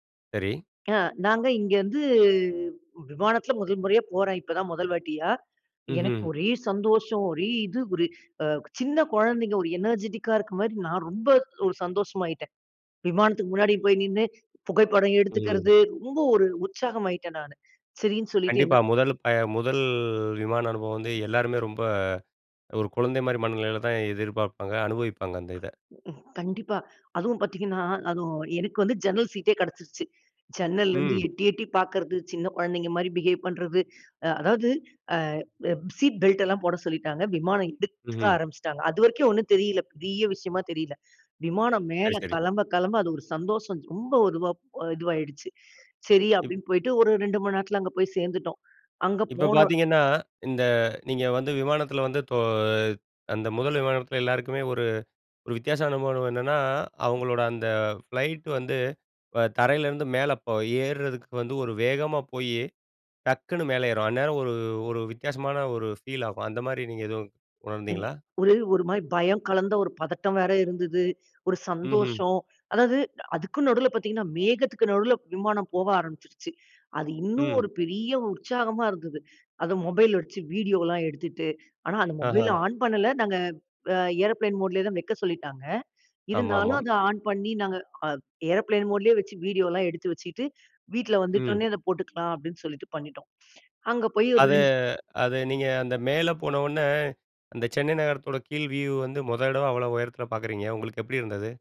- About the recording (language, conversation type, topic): Tamil, podcast, ஒரு பயணம் திடீரென மறக்க முடியாத நினைவாக மாறிய அனுபவம் உங்களுக்குண்டா?
- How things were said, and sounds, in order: in English: "எனர்ஜிடிக்கா"; other noise; in English: "பிஹேவ்"; unintelligible speech; in English: "ஏரோப்ளேன் மோட்லேயே"; in English: "வியூ"